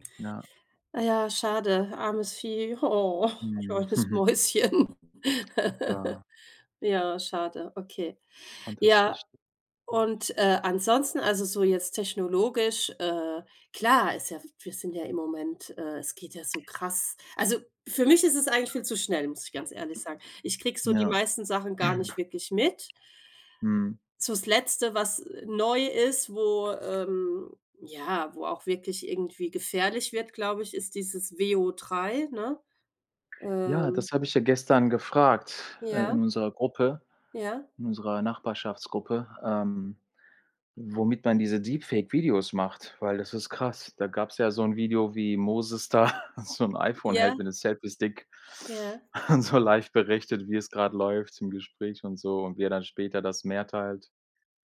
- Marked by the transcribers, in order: put-on voice: "Oh"; laughing while speaking: "Mäuschen"; chuckle; giggle; unintelligible speech; tapping; throat clearing; laughing while speaking: "da"; laughing while speaking: "Und so live"
- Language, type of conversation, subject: German, unstructured, Wie verändert Technologie unseren Alltag wirklich?